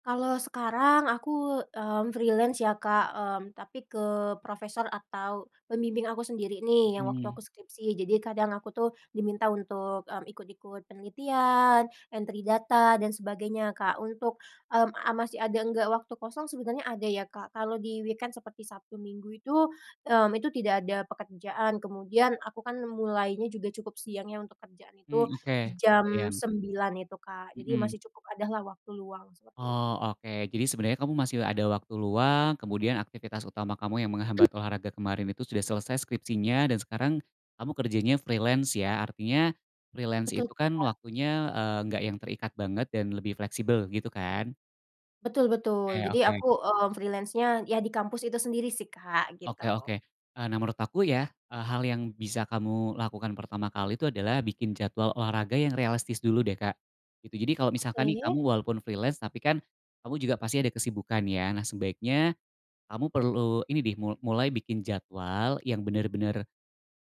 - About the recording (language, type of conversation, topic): Indonesian, advice, Apa saja yang membuat Anda kesulitan memulai rutinitas olahraga?
- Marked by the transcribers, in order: in English: "freelance"; tapping; in English: "entry data"; in English: "di-weekend"; other background noise; in English: "freelance"; in English: "freelance"; in English: "freelance-nya"; in English: "freelance"